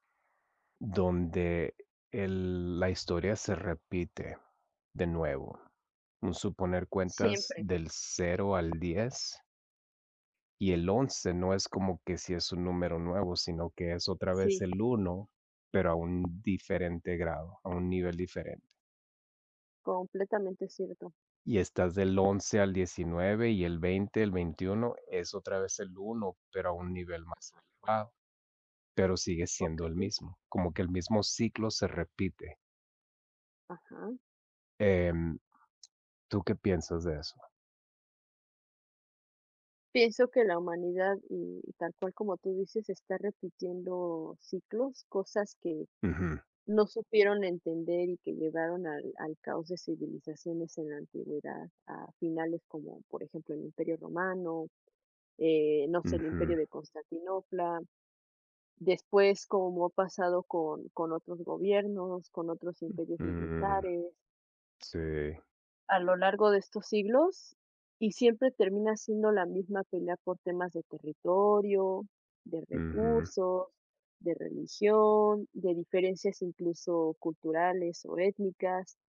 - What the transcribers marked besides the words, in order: tapping; other background noise
- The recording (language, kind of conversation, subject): Spanish, unstructured, ¿Cuál crees que ha sido el mayor error de la historia?